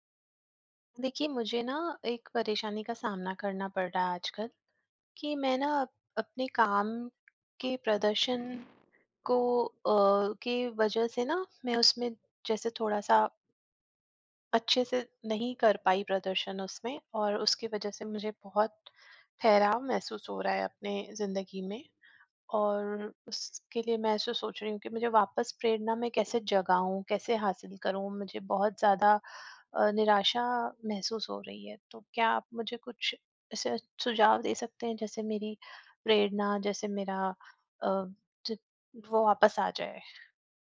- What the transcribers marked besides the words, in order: none
- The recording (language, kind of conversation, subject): Hindi, advice, प्रदर्शन में ठहराव के बाद फिर से प्रेरणा कैसे पाएं?